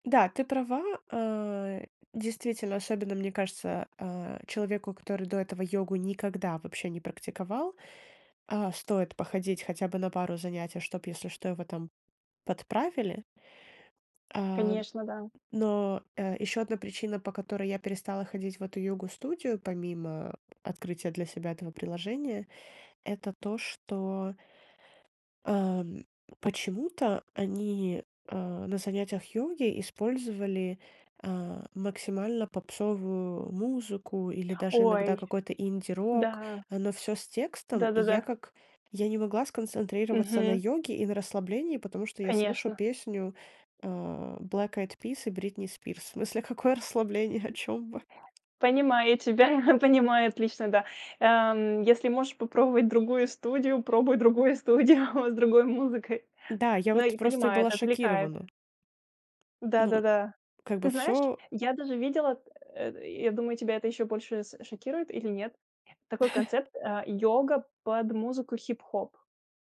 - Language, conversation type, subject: Russian, podcast, Какая у тебя утренняя рутина?
- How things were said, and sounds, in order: tapping; other background noise; laughing while speaking: "В смысле, какое расслабление, о чём вы?"; chuckle; laughing while speaking: "пробуй другую студию с другой музыкой"; chuckle